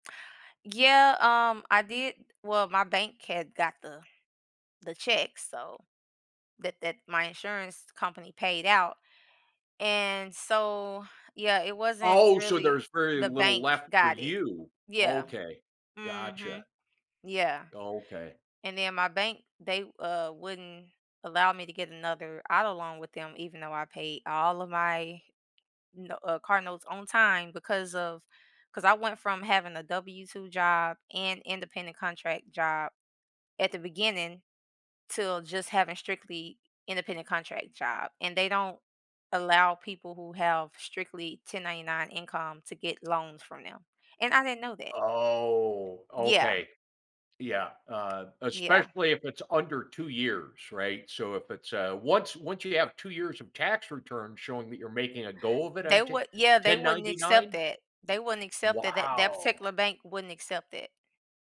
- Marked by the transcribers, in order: other background noise; drawn out: "Oh"; tapping
- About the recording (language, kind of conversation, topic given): English, unstructured, Do you prefer saving for something big or spending little joys often?